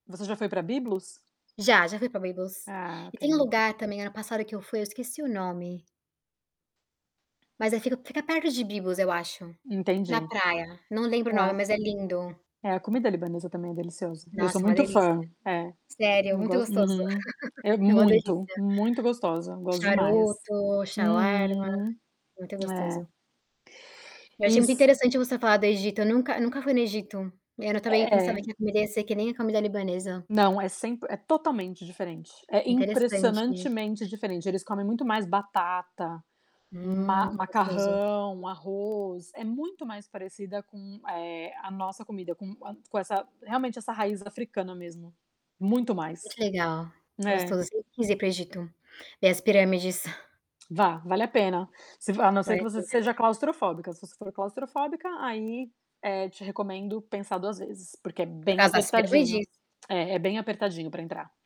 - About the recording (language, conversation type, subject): Portuguese, unstructured, O que você gosta de experimentar quando viaja?
- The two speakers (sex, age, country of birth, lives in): female, 25-29, Brazil, United States; female, 40-44, Brazil, United States
- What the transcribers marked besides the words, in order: distorted speech; tapping; laugh; unintelligible speech; unintelligible speech